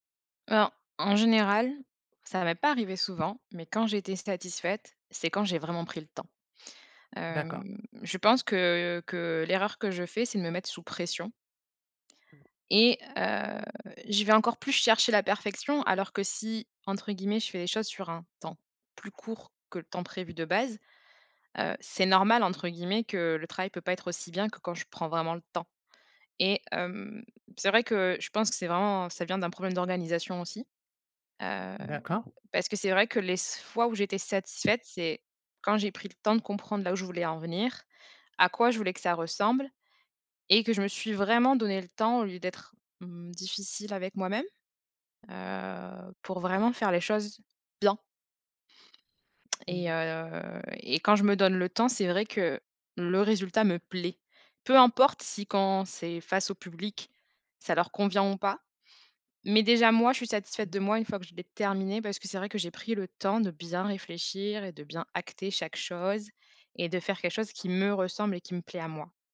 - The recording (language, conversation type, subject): French, advice, Comment le perfectionnisme bloque-t-il l’avancement de tes objectifs ?
- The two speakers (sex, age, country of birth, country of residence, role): female, 30-34, France, France, user; male, 35-39, France, France, advisor
- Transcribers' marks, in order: other background noise; stressed: "me"